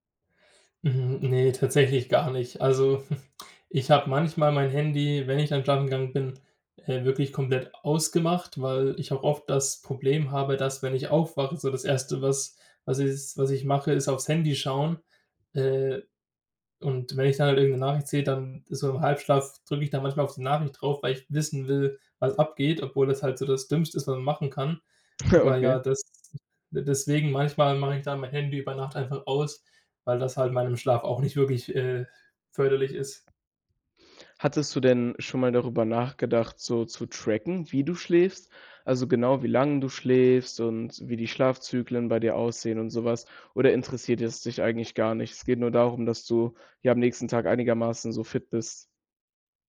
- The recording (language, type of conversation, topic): German, podcast, Beeinflusst dein Smartphone deinen Schlafrhythmus?
- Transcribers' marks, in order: chuckle; chuckle